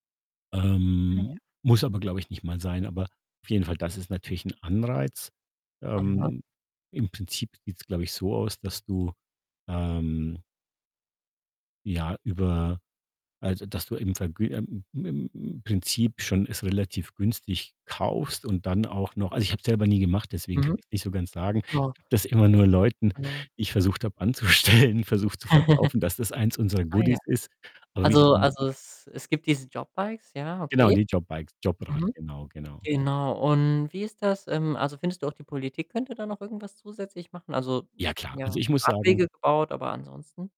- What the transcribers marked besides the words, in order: distorted speech; static; laughing while speaking: "anzustellen"; chuckle; other background noise; in English: "Goodies"
- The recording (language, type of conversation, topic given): German, podcast, Wie kannst du im Alltag Fahrrad und öffentliche Verkehrsmittel nachhaltiger nutzen?